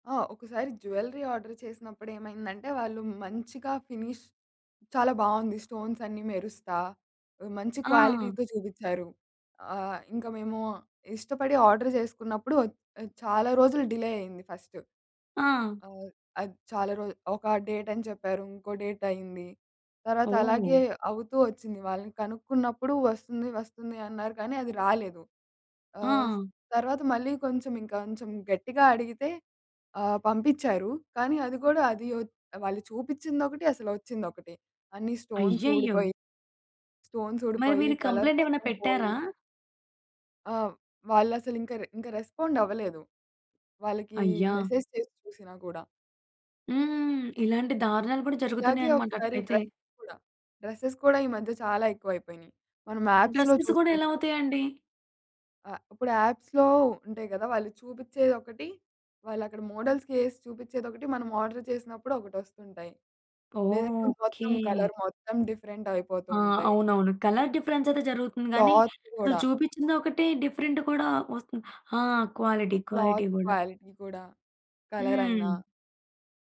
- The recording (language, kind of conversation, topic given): Telugu, podcast, సామాజిక మాధ్యమాల్లోని అల్గోరిథమ్లు భవిష్యత్తులో మన భావోద్వేగాలపై ఎలా ప్రభావం చూపుతాయని మీరు అనుకుంటారు?
- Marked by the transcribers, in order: in English: "జ్యువెల్లరీ ఆర్డర్"; in English: "ఫినిష్"; in English: "స్టోన్స్"; in English: "క్వాలిటీతో"; in English: "ఆర్డర్"; in English: "డిలే"; in English: "ఫస్ట్"; in English: "డేట్"; in English: "డేట్"; in English: "స్టోన్స్"; in English: "స్టోన్స్"; in English: "కంప్లెయింట్"; in English: "మెసేజ్"; in English: "డ్రెసెస్"; in English: "డ్రెసెస్"; in English: "యాప్స్‌లో"; in English: "డ్రెసెస్"; in English: "యాప్స్‌లో"; in English: "మోడల్స్‌కి"; in English: "ఆర్డర్"; in English: "కలర్"; in English: "డిఫరెంట్"; in English: "కలర్ డిఫరెన్స్"; in English: "క్లాత్"; in English: "డిఫరెంట్"; in English: "క్వాలిటీ క్వాలిటీ"; in English: "క్లాత్ క్వాలిటీ"; in English: "కలర్"